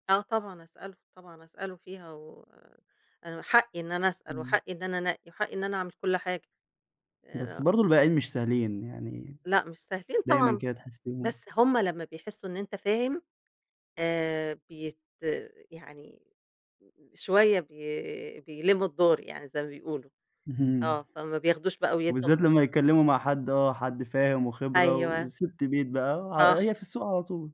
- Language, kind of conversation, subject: Arabic, podcast, إزاي تختار مكوّنات طازة وإنت بتتسوّق؟
- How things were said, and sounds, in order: none